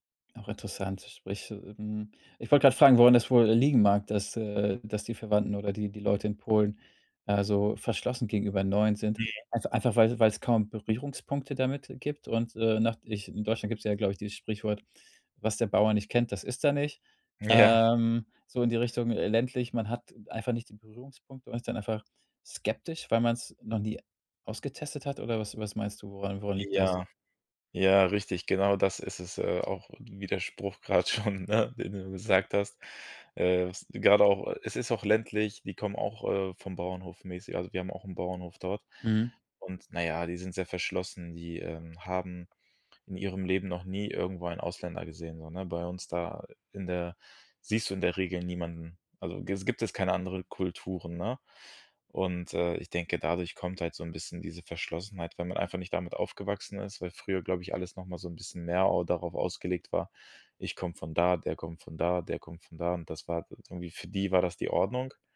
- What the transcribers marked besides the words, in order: laughing while speaking: "Ja"; laughing while speaking: "grad schon"
- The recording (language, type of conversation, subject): German, podcast, Wie hat Migration eure Familienrezepte verändert?